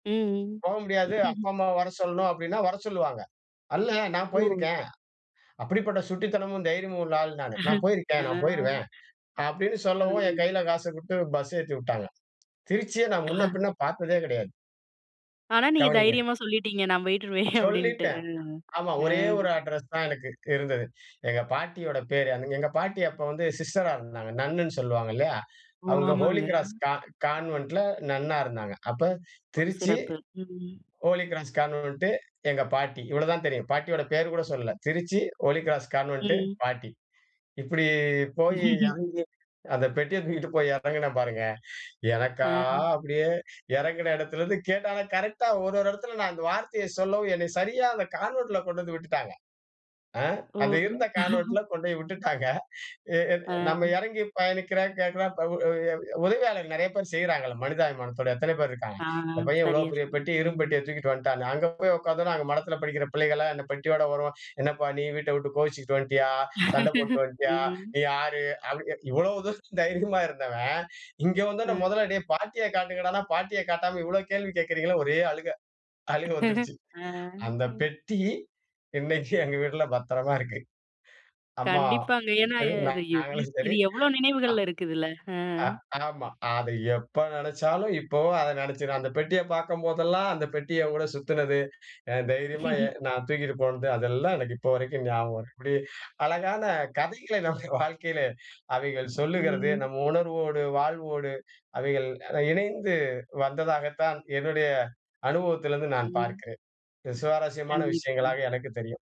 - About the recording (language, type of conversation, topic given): Tamil, podcast, வீட்டில் இருக்கும் பழைய பொருட்கள் உங்களுக்கு என்னென்ன கதைகளைச் சொல்கின்றன?
- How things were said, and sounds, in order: chuckle; chuckle; other background noise; unintelligible speech; chuckle; laughing while speaking: "போயிடுருவேன்"; "போயிட்டுவருவேன்" said as "போயிடுருவேன்"; in English: "நன்னுன்னு"; in English: "நன்னா"; tapping; laugh; laugh; laugh; laughing while speaking: "தைரியமா இருந்தவன்"; laugh; drawn out: "ஆ"; laughing while speaking: "இன்னைக்கும்"; laugh; laughing while speaking: "நம்ம வாழ்க்கையிலே"